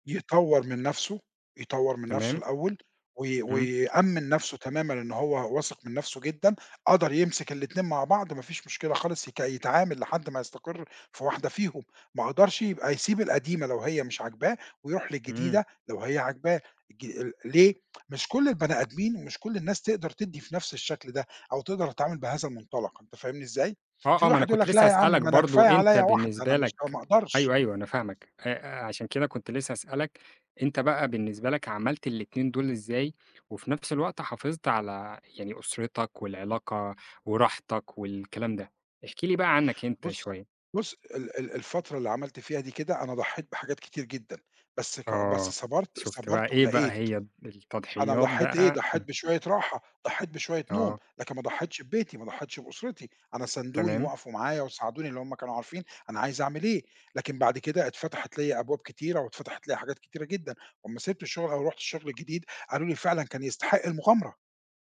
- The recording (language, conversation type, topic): Arabic, podcast, إزاي تختار بين شغفك وبين شغلانة ثابتة؟
- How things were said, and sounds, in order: tapping; unintelligible speech